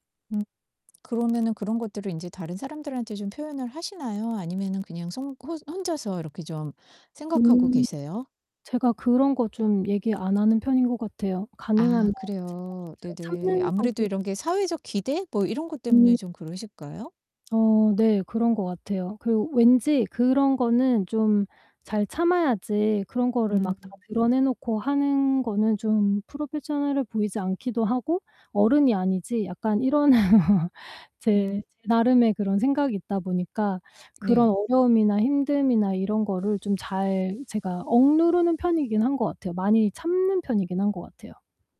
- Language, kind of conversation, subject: Korean, advice, 사회적 시선 속에서도 제 진정성을 잃지 않으려면 어떻게 해야 하나요?
- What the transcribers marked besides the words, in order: distorted speech; tapping; in English: "프로페셔널해"; laugh; static